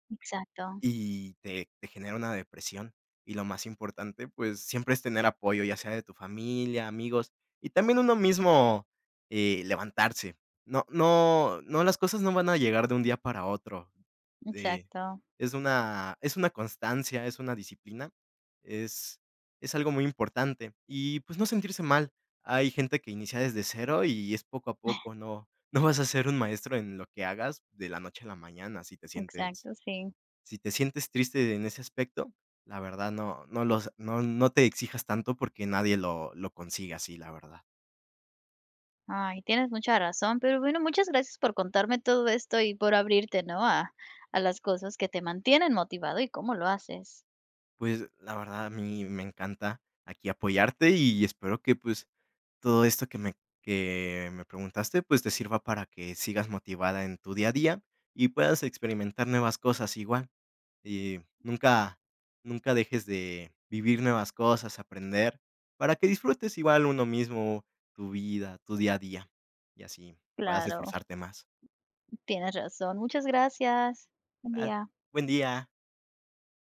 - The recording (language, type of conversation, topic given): Spanish, podcast, ¿Qué haces cuando pierdes motivación para seguir un hábito?
- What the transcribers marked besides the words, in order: none